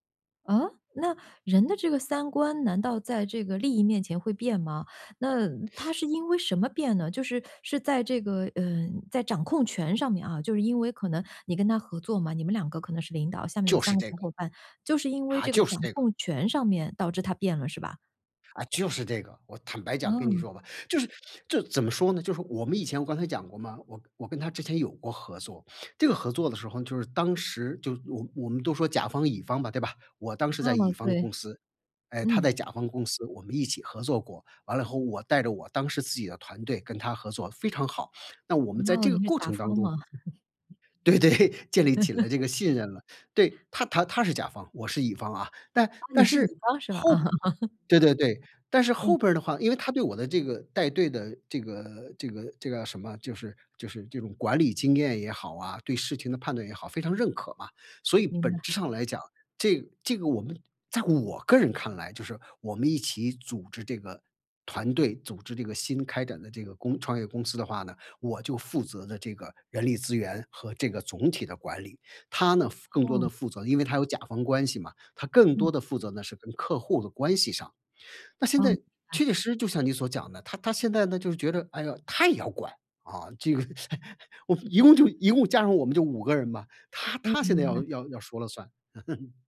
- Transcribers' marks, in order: teeth sucking; laugh; other background noise; laughing while speaking: "对 对"; laugh; laughing while speaking: "啊"; laugh; laughing while speaking: "这个"; teeth sucking; laugh; laugh
- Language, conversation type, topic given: Chinese, advice, 我如何在创业初期有效组建并管理一支高效团队？